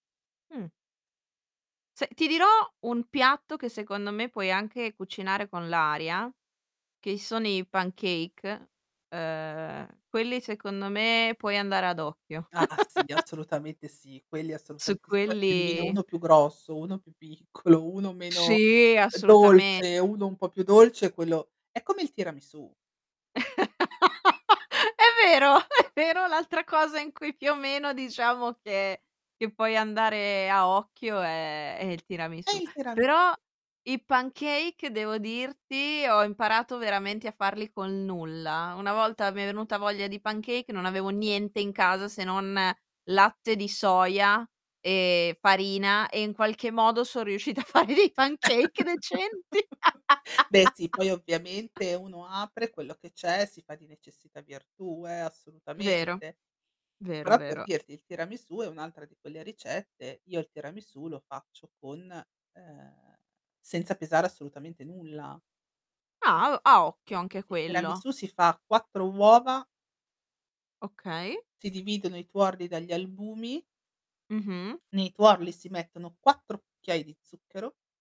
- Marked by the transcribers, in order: chuckle; distorted speech; laughing while speaking: "piccolo"; laugh; laughing while speaking: "è vero"; chuckle; laughing while speaking: "fare dei pancake decenti"; laugh
- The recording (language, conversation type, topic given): Italian, podcast, Quando è stata la volta in cui cucinare è diventato per te un gesto di cura?